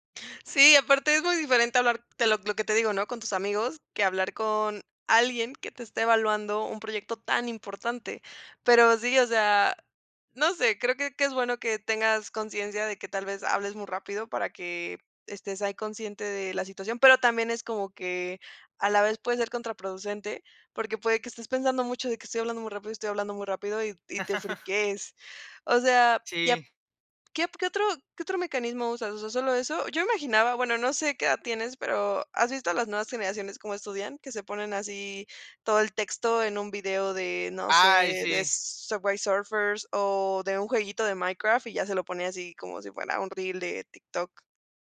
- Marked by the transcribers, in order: chuckle
- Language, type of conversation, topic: Spanish, podcast, ¿Qué métodos usas para estudiar cuando tienes poco tiempo?